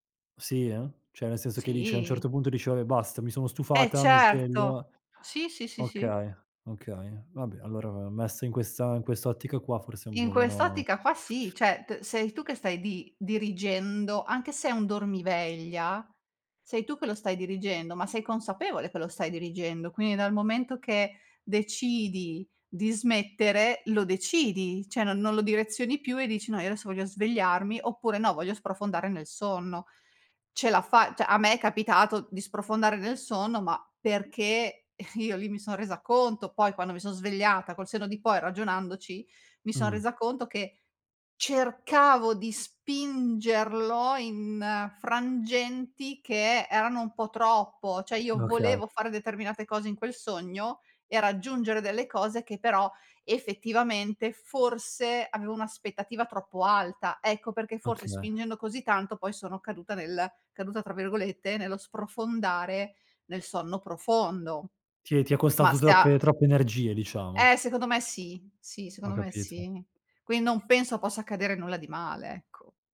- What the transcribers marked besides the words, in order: drawn out: "Sì"; "cioè" said as "ceh"; "cioè" said as "ceh"; "cioè" said as "ceh"; chuckle; drawn out: "spingerlo"; "Cioè" said as "ceh"; tapping; "Quindi" said as "quin"; other background noise
- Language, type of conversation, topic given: Italian, podcast, Che ruolo ha il sonno nel tuo equilibrio mentale?